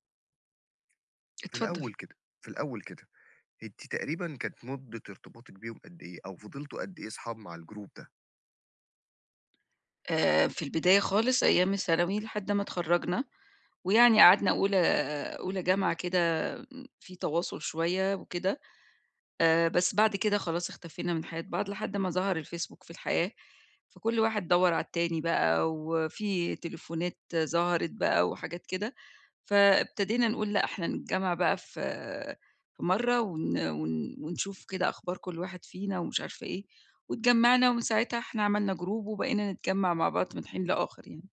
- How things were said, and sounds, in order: in English: "الgroup"; in English: "group"
- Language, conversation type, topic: Arabic, advice, إزاي بتتفكك صداقاتك القديمة بسبب اختلاف القيم أو أولويات الحياة؟